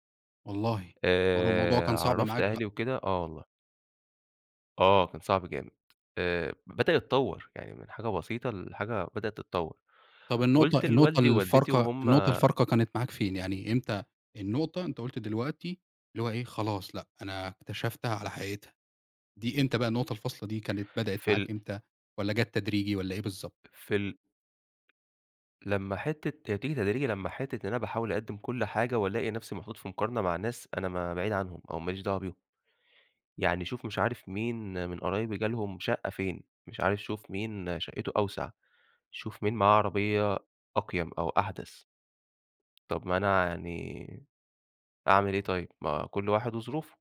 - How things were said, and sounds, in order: none
- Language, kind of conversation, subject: Arabic, podcast, إزاي تقدر تحوّل ندمك لدرس عملي؟